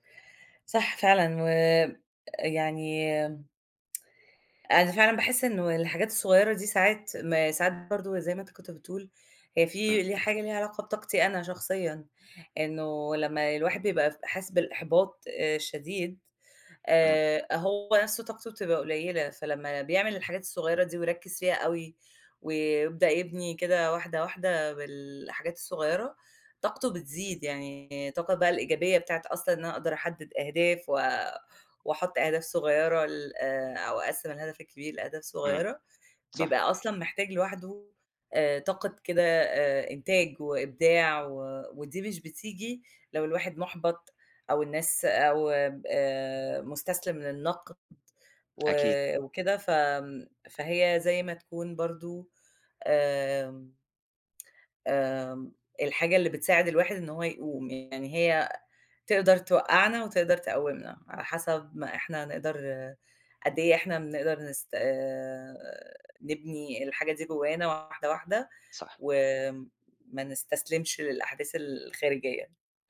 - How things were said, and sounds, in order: tapping; tsk
- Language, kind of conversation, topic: Arabic, unstructured, إيه اللي بيخلّيك تحس بالرضا عن نفسك؟